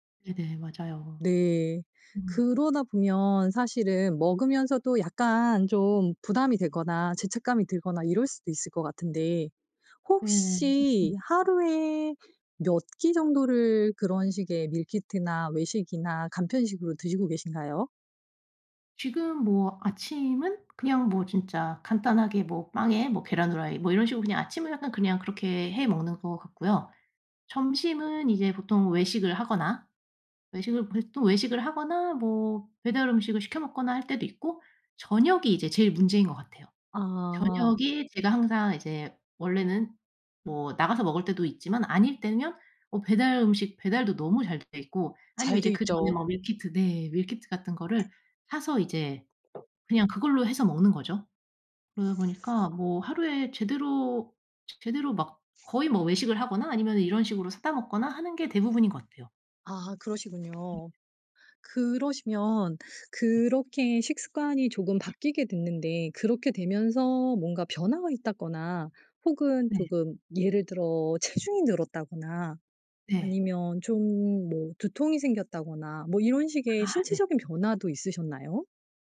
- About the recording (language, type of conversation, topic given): Korean, advice, 바쁜 일상에서 가공식품 섭취를 간단히 줄이고 식습관을 개선하려면 어떻게 해야 하나요?
- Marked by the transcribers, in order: unintelligible speech; tapping; other background noise; unintelligible speech